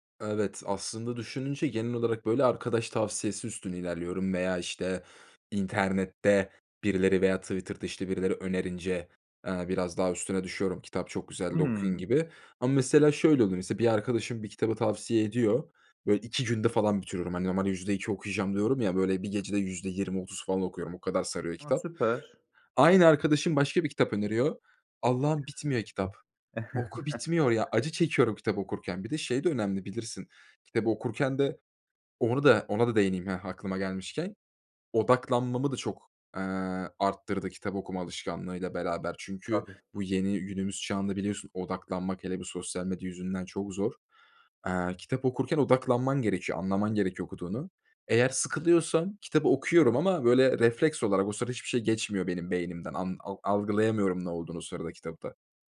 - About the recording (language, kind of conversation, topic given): Turkish, podcast, Yeni bir alışkanlık kazanırken hangi adımları izlersin?
- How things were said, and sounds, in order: other background noise; chuckle